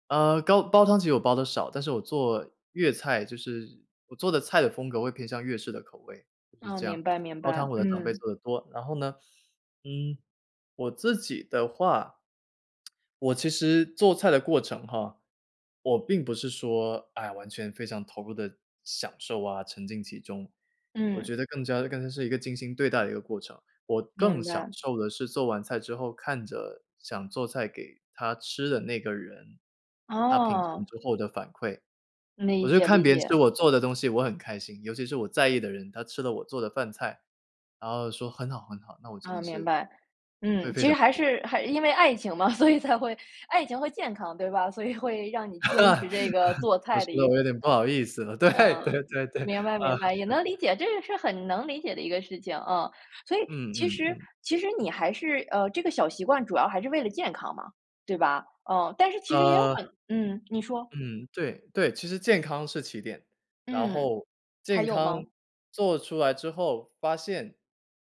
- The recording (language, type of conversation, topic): Chinese, podcast, 有哪些小习惯能帮助你坚持下去？
- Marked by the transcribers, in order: "煲" said as "高"; laughing while speaking: "所以才会"; laugh